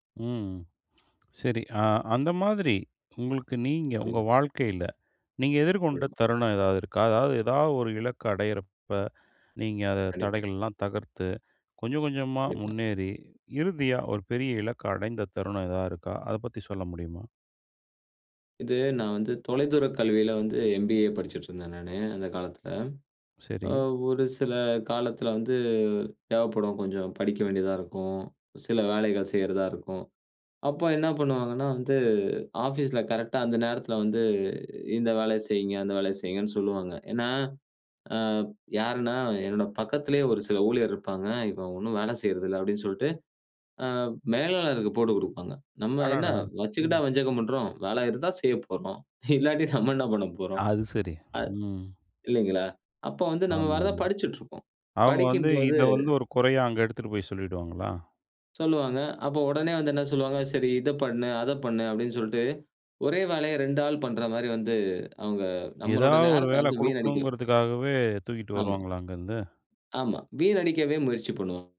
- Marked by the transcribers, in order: other noise; unintelligible speech; laughing while speaking: "இல்லாட்டி நம்ம என்ன பண்ணப்போறோம்"; other background noise
- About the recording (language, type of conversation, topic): Tamil, podcast, சிறு மகிழ்ச்சிகளையும் பெரிய இலக்குகளையும் ஒப்பிடும்போது, நீங்கள் எதைத் தேர்வு செய்கிறீர்கள்?